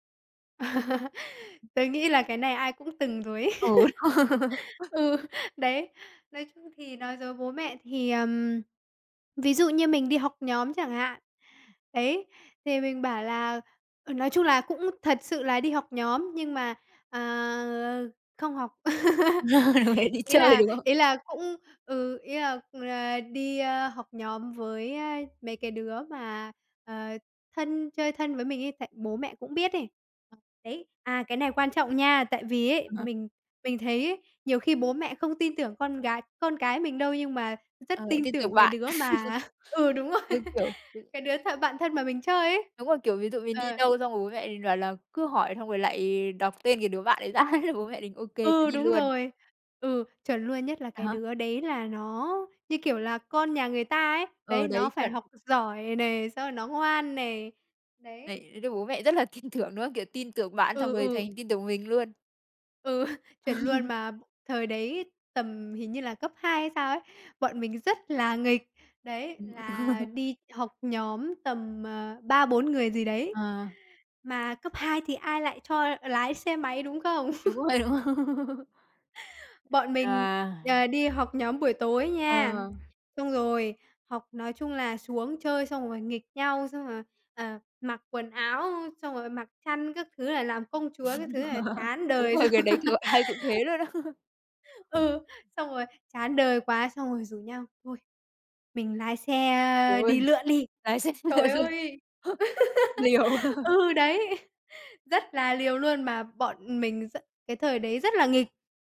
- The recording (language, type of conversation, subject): Vietnamese, podcast, Làm sao để xây dựng niềm tin giữa cha mẹ và con cái?
- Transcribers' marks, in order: laugh; laughing while speaking: "ấy. Ừ"; laugh; laugh; unintelligible speech; laughing while speaking: "Đi"; tapping; other noise; laugh; laughing while speaking: "ra thế"; laughing while speaking: "tin tưởng"; laugh; laugh; chuckle; other background noise; laugh; laugh; laugh; laughing while speaking: "xong"; laugh; laughing while speaking: "xe đi về luôn! Liều"; laugh